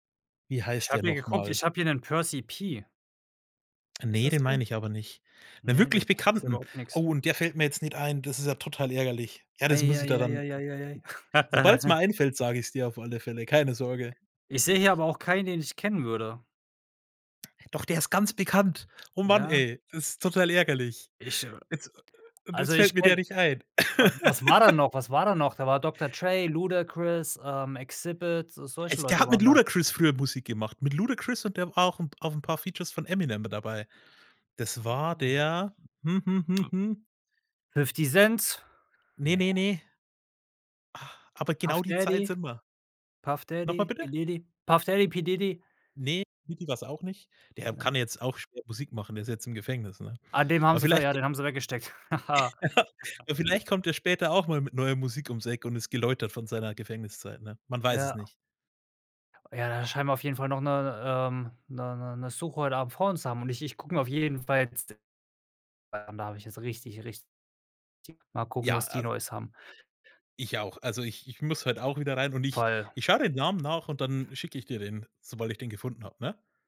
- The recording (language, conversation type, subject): German, podcast, Hörst du heute andere Musikrichtungen als früher, und wenn ja, warum?
- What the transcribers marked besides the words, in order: other background noise; chuckle; laugh; drawn out: "Oh"; chuckle; unintelligible speech; unintelligible speech